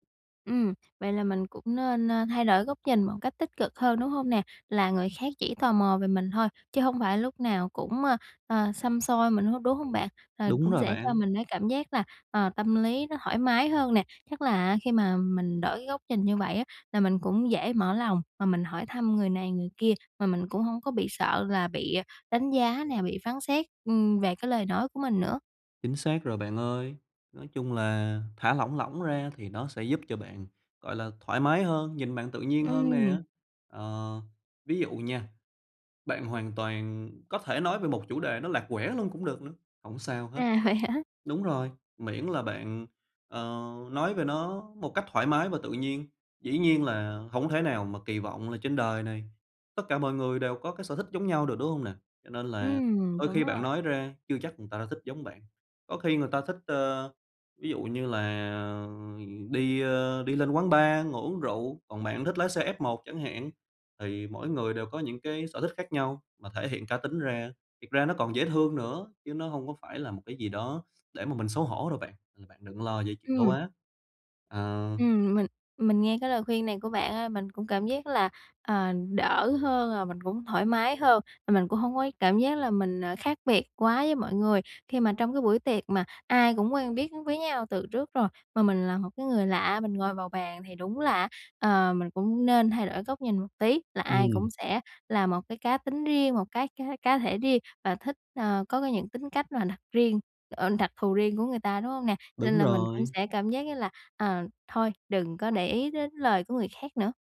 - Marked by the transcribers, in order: other background noise; tapping; laughing while speaking: "vậy hả?"; drawn out: "là"
- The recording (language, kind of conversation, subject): Vietnamese, advice, Làm sao để tôi không còn cảm thấy lạc lõng trong các buổi tụ tập?
- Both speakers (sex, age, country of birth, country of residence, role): female, 20-24, Vietnam, Vietnam, user; male, 25-29, Vietnam, Vietnam, advisor